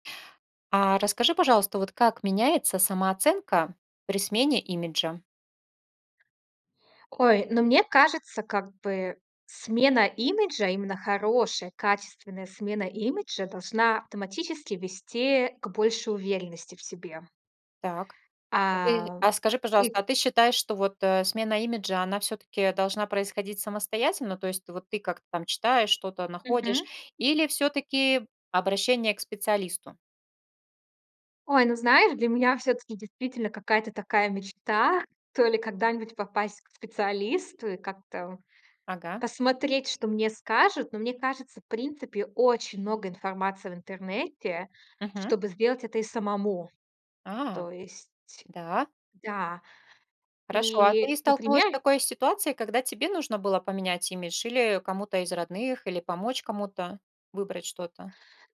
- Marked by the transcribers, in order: other background noise; tapping
- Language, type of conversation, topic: Russian, podcast, Как меняется самооценка при смене имиджа?